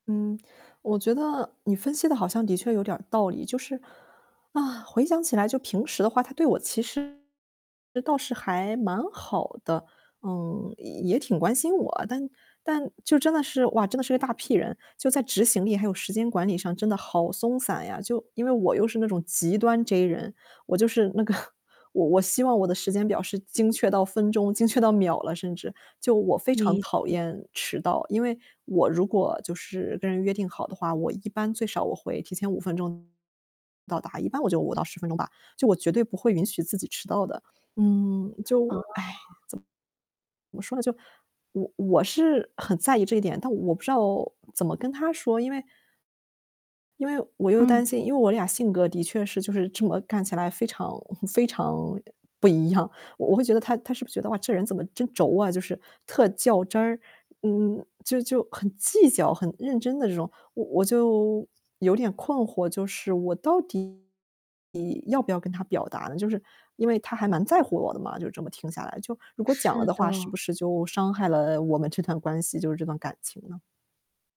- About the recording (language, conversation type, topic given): Chinese, advice, 当好友经常爽约或总是拖延约定时，我该怎么办？
- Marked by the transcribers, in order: distorted speech; laughing while speaking: "个"; tapping; sigh; chuckle; other background noise